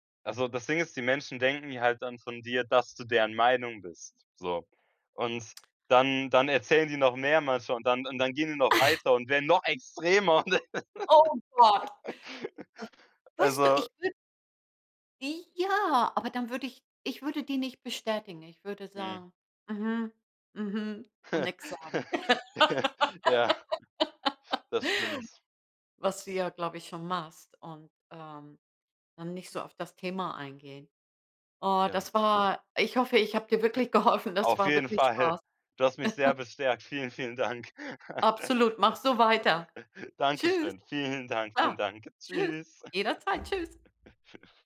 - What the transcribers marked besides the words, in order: chuckle; stressed: "noch extremer"; laugh; drawn out: "ja"; laugh; laugh; other noise; laughing while speaking: "Fall!"; giggle; laugh; laughing while speaking: "vielen"; other background noise; laugh
- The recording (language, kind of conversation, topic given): German, advice, Wie äußert sich deine Angst vor Ablehnung, wenn du ehrlich deine Meinung sagst?